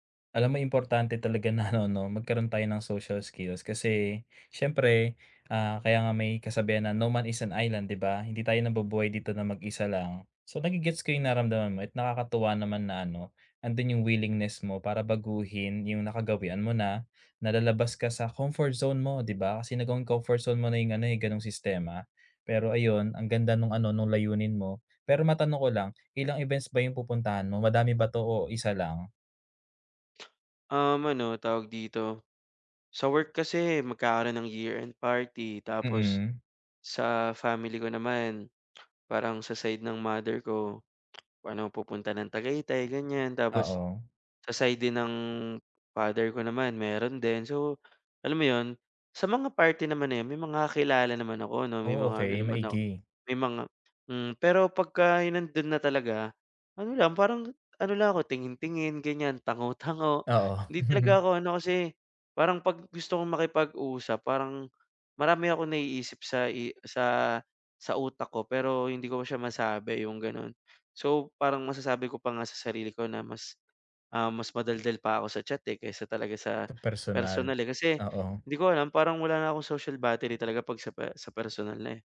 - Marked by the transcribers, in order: tapping; chuckle
- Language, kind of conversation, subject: Filipino, advice, Paano ako makikisalamuha sa mga handaan nang hindi masyadong naiilang o kinakabahan?